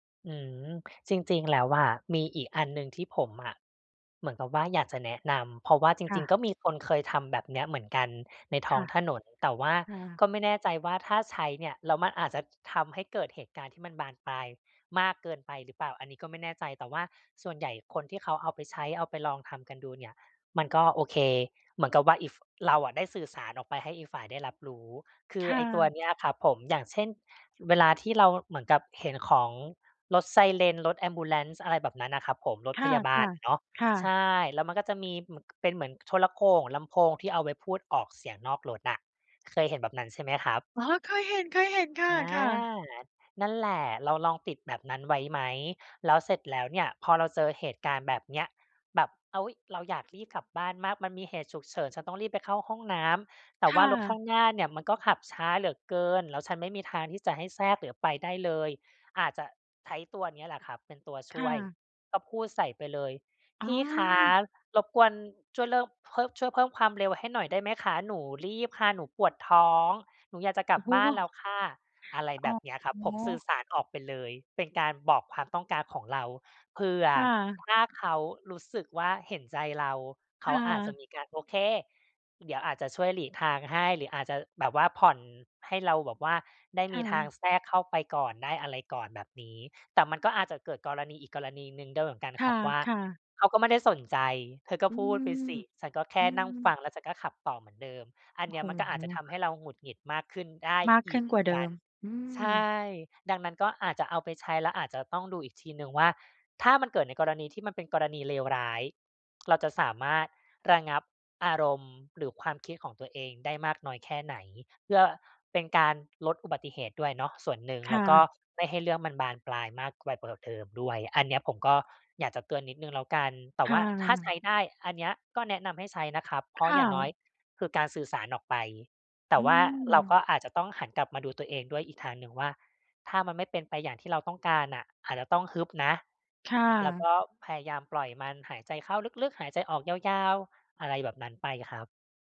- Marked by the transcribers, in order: in English: "Ambulance"; tapping; joyful: "อ๋อ เคยเห็น ๆ"; other noise; "ไป" said as "ไกว"
- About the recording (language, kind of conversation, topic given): Thai, advice, ฉันควรเริ่มจากตรงไหนเพื่อหยุดวงจรพฤติกรรมเดิม?